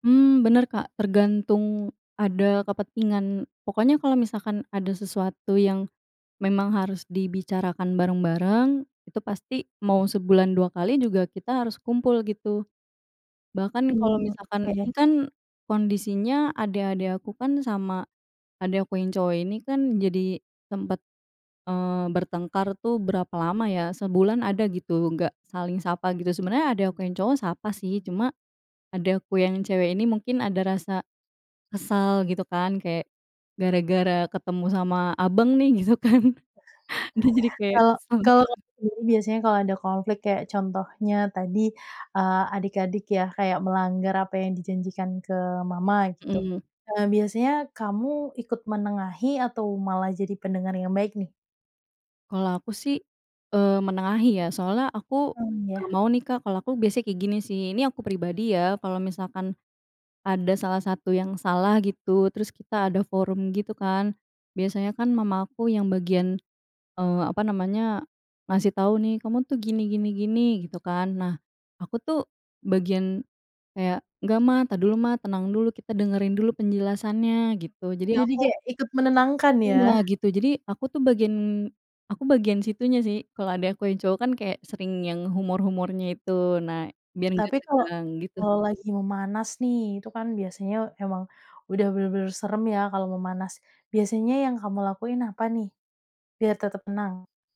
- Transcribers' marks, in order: "kepentingan" said as "kepetingan"; other background noise; laughing while speaking: "gitu kan. Dia jadi kayak kesal gimana"; other animal sound; tapping
- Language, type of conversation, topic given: Indonesian, podcast, Bagaimana kalian biasanya menyelesaikan konflik dalam keluarga?
- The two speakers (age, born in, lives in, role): 25-29, Indonesia, Indonesia, guest; 30-34, Indonesia, Indonesia, host